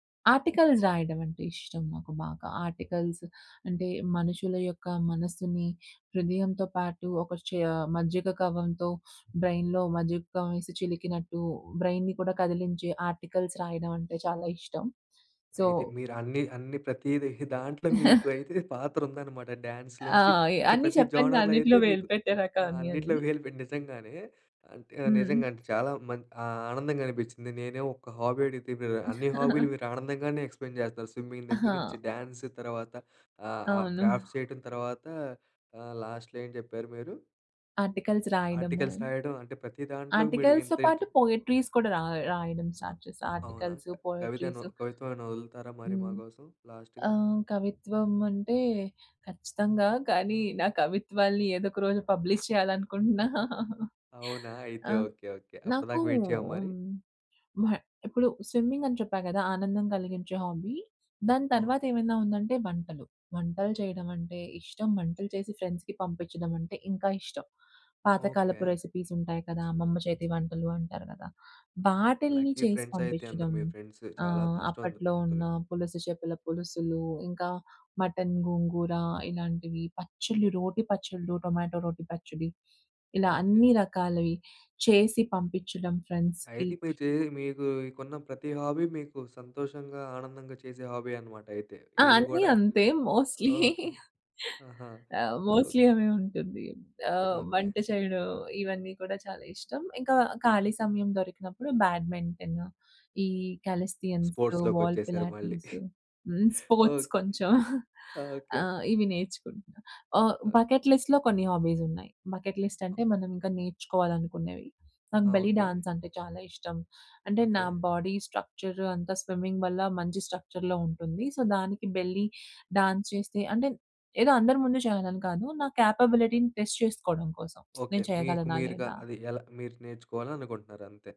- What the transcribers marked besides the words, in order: in English: "ఆర్టికల్స్"; in English: "ఆర్టికల్స్"; in English: "బ్రెయిన్‌లో"; in English: "బ్రెయిన్‌ని"; in English: "ఆర్టికల్స్"; chuckle; in English: "జోనర్‌లో"; other background noise; in English: "హాబీ"; chuckle; in English: "ఎక్స్‌ప్లెయిన్"; in English: "స్విమ్మింగ్"; in English: "డ్యాన్స్"; in English: "క్రాఫ్ట్"; in English: "లాస్ట్‌లో"; in English: "ఆర్టికల్స్"; in English: "ఆర్టికల్స్"; in English: "ఆర్టికల్స్‌తో"; in English: "పోయేట్రీస్"; in English: "స్టార్ట్"; in English: "ఆర్టికల్స్, పోయేట్రీస్"; in English: "లాస్ట్‌గా"; in English: "పబ్లిష్"; laughing while speaking: "చేయాలనుకుంటున్నా"; in English: "స్విమ్మింగ్"; in English: "వెయిట్"; in English: "హాబీ"; in English: "ఫ్రెండ్స్‌కి"; in English: "రెసిపీస్"; in English: "లక్కీ ఫ్రెండ్స్"; in English: "ఫ్రెండ్స్"; in English: "టొమాటో"; in English: "ఫ్రెండ్స్‌కి"; in English: "హాబీ"; in English: "హాబీ"; in English: "మోస్ట్‌లీ"; laughing while speaking: "మోస్ట్‌లీ"; in English: "మోస్ట్‌లీ"; in English: "బ్యాడ్మింటన్"; in English: "కాలిస్టెనిక్స్, వాల్ పైలేట్స్"; in English: "స్పోర్ట్స్"; chuckle; in English: "బకెట్ లిస్ట్‌లో"; in English: "హాబీస్"; in English: "బకెట్ లిస్ట్"; other noise; in English: "బెల్లీ డాన్స్"; in English: "బాడీ స్ట్రక్చర్"; in English: "స్విమ్మింగ్"; in English: "స్ట్రక్చర్‌లో"; in English: "సో"; in English: "బెల్లీ డాన్స్"; in English: "కేపబిలిటీని టెస్ట్"; lip smack
- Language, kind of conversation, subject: Telugu, podcast, మీకు ఆనందం కలిగించే హాబీ గురించి చెప్పగలరా?